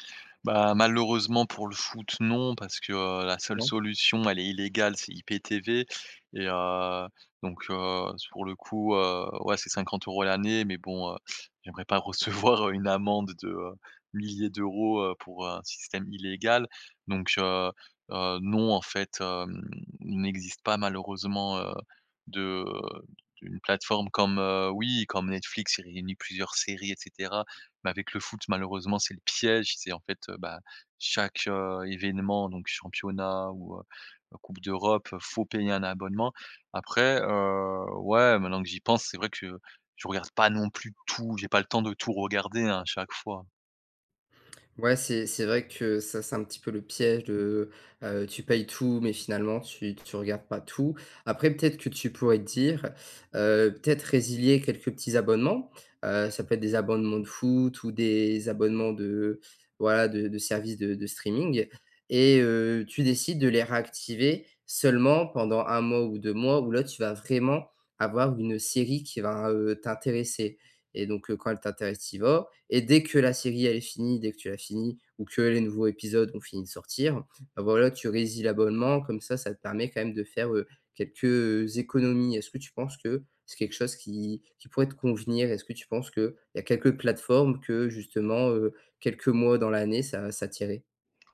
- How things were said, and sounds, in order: laughing while speaking: "recevoir"; stressed: "piège"
- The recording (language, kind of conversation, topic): French, advice, Comment peux-tu reprendre le contrôle sur tes abonnements et ces petites dépenses que tu oublies ?